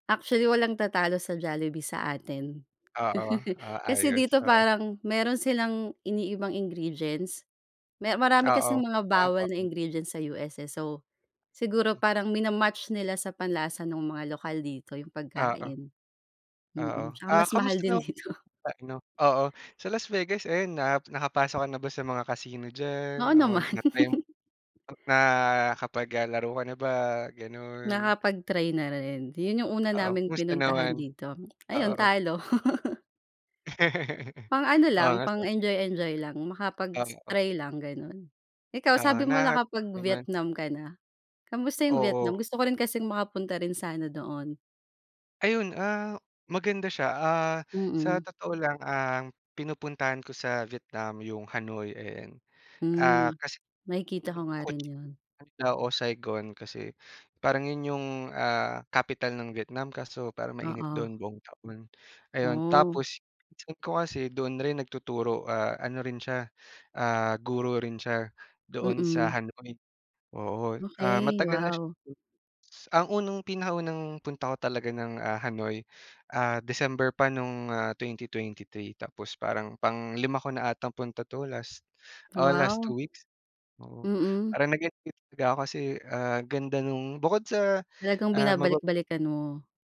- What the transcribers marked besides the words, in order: chuckle; laughing while speaking: "dito"; laughing while speaking: "naman"; tapping; laughing while speaking: "talo"; laugh
- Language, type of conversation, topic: Filipino, unstructured, Ano ang pakiramdam mo kapag nakakarating ka sa isang bagong lugar?